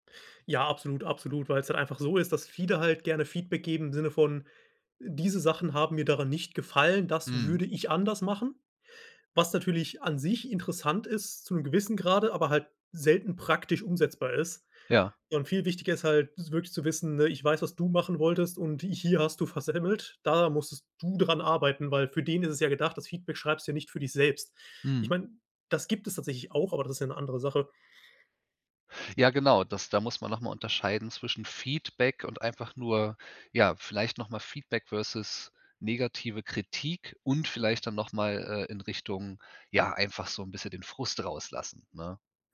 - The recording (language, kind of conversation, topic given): German, podcast, Wie gibst du Feedback, das wirklich hilft?
- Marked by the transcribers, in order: none